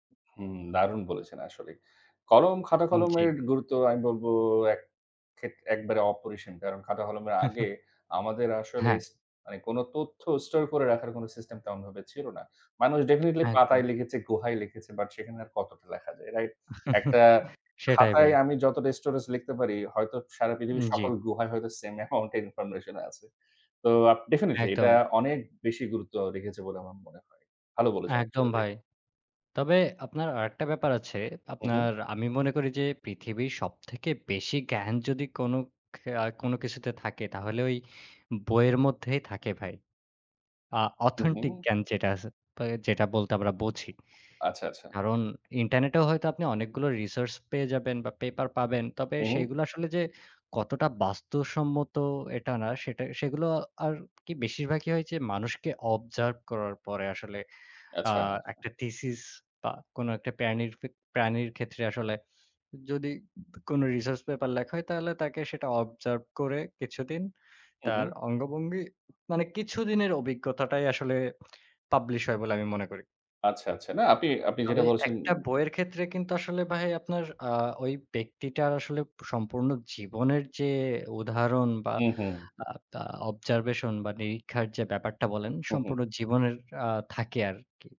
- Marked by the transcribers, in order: chuckle; in English: "store"; in English: "definitely"; tapping; chuckle; in English: "storage"; laughing while speaking: "same amount এর information আছে"; in English: "same amount"; in English: "definitely"; in English: "actually"; other background noise; in English: "অবজার্ব"; "observe" said as "অবজার্ব"; "প্রানীর" said as "পেয়ানির"; in English: "observe"; "অঙ্গভঙ্গি" said as "অঙ্গবঙ্গি"; in English: "observation"
- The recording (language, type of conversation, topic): Bengali, unstructured, তোমার মতে, মানব ইতিহাসের সবচেয়ে বড় আবিষ্কার কোনটি?